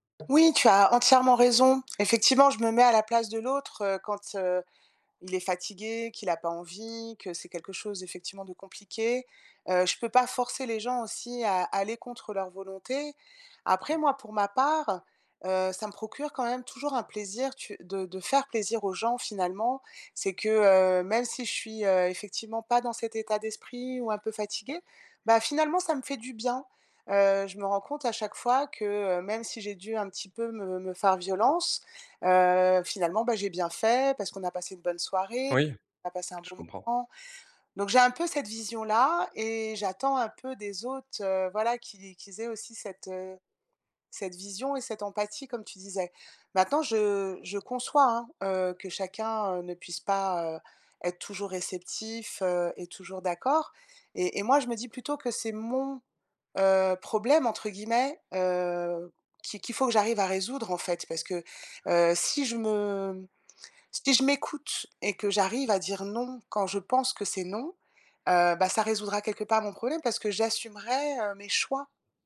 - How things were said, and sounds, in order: tapping; other background noise
- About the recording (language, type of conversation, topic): French, advice, Pourquoi ai-je du mal à dire non aux demandes des autres ?